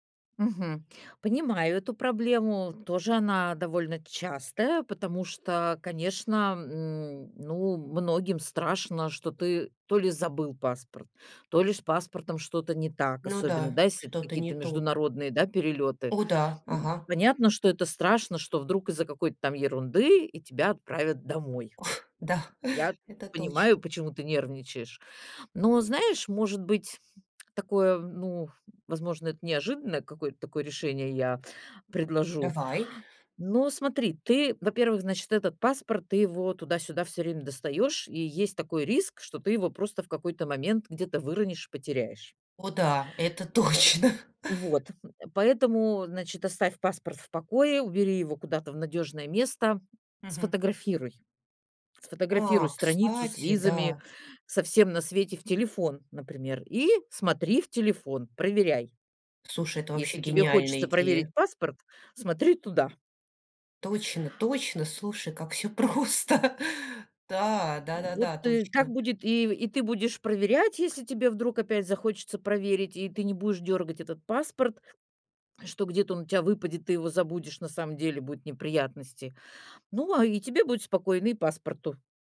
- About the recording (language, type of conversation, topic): Russian, advice, Как справляться со стрессом и тревогой во время поездок?
- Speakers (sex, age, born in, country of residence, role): female, 40-44, Russia, United States, user; female, 60-64, Russia, Italy, advisor
- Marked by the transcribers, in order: laughing while speaking: "точно"; laughing while speaking: "просто"